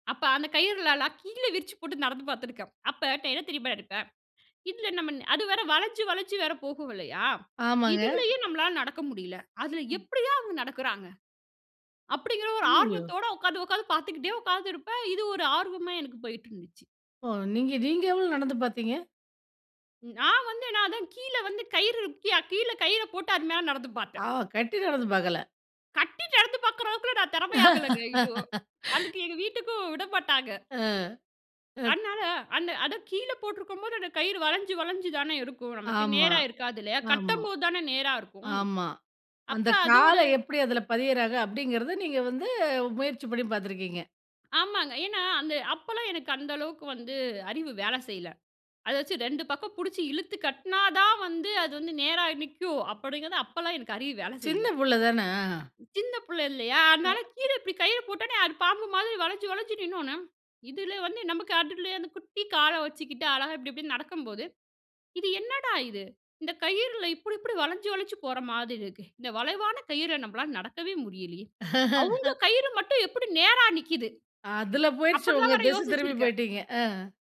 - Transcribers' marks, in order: tapping; unintelligible speech; laugh; unintelligible speech; other background noise; laugh
- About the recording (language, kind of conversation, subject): Tamil, podcast, பள்ளிக்கூடத்திலோ சாலையிலோ உங்களுக்கு நடந்த மறக்க முடியாத சாகசம் எது?